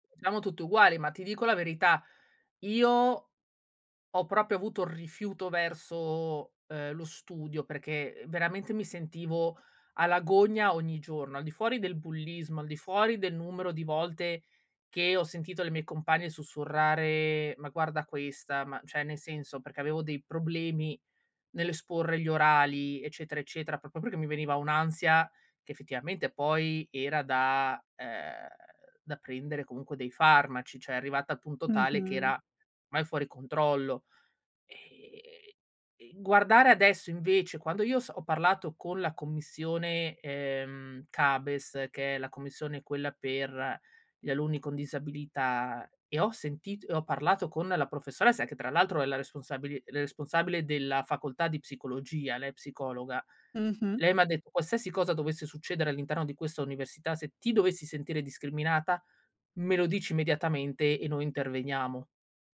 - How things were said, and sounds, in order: "cioè" said as "ceh"; "proprio" said as "propo"; "cioè" said as "ceh"
- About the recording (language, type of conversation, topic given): Italian, podcast, Come bilanci l’apprendimento con il lavoro quotidiano?